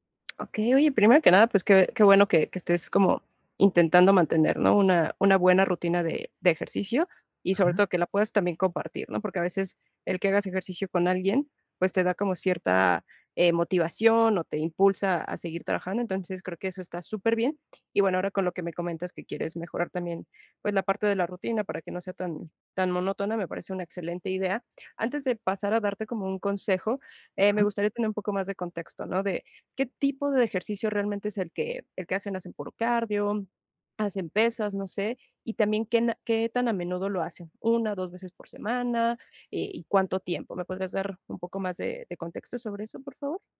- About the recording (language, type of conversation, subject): Spanish, advice, ¿Cómo puedo variar mi rutina de ejercicio para no aburrirme?
- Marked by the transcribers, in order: other background noise